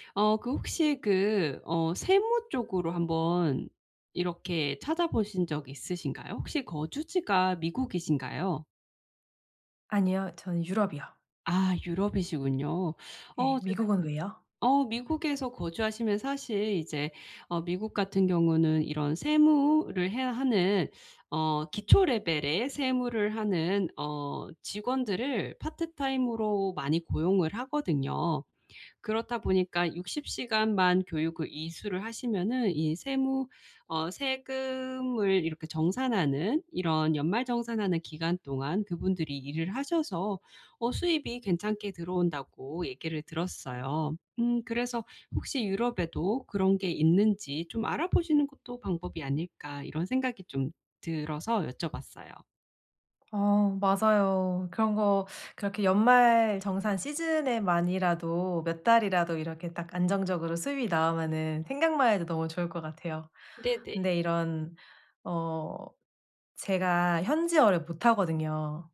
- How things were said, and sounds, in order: other background noise
- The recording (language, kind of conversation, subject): Korean, advice, 수입과 일의 의미 사이에서 어떻게 균형을 찾을 수 있을까요?